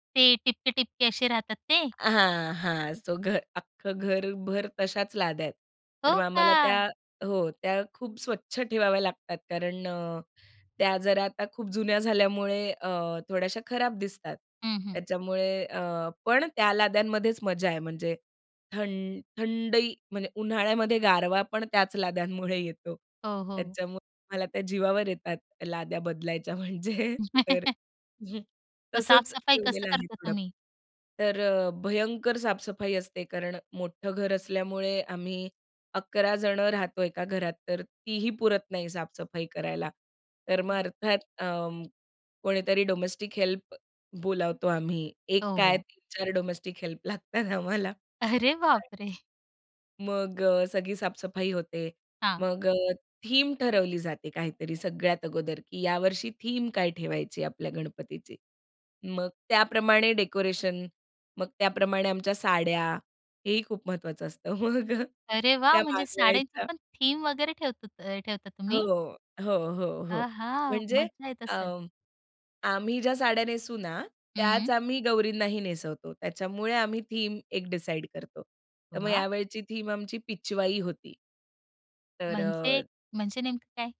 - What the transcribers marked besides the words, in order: tapping; in English: "सो"; anticipating: "हो का?"; laughing while speaking: "लाद्यांमुळे येतो"; chuckle; laughing while speaking: "म्हणजे तर"; in English: "डोमेस्टिक हेल्प"; in English: "डोमेस्टिक हेल्प"; laughing while speaking: "लागतात आम्हाला"; laughing while speaking: "अरे बाप रे!"; unintelligible speech; in English: "थीम"; laughing while speaking: "मग"; in English: "थीम"; joyful: "आहा!"; in English: "थीम"; in English: "थीम"
- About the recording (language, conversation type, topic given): Marathi, podcast, तुमच्या कुटुंबातले खास सण कसे साजरे केले जातात?